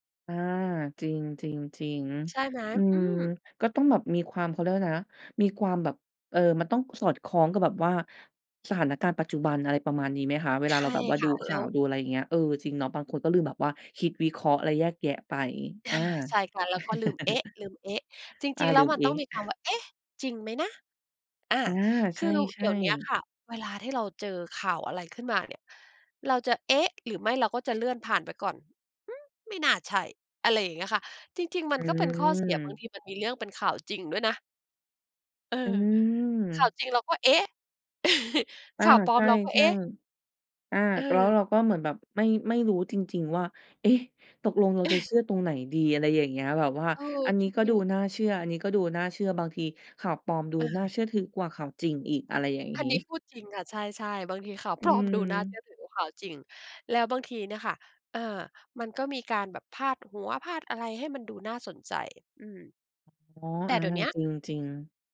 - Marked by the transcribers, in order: chuckle; chuckle; chuckle; laughing while speaking: "ปลอม"
- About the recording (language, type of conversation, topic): Thai, podcast, เวลาเจอข่าวปลอม คุณทำอะไรเป็นอย่างแรก?